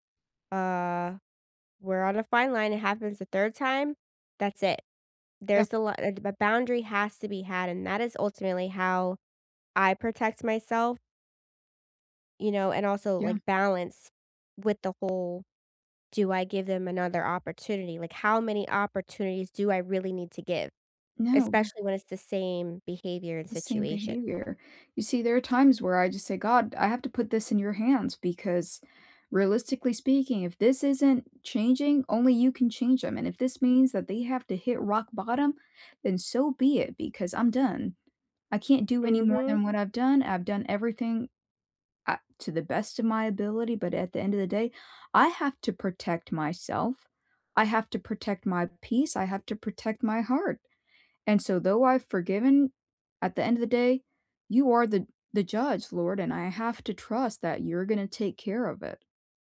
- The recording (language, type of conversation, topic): English, unstructured, How do you know when to forgive and when to hold someone accountable?
- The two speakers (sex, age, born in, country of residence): female, 30-34, United States, United States; female, 35-39, United States, United States
- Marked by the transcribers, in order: other background noise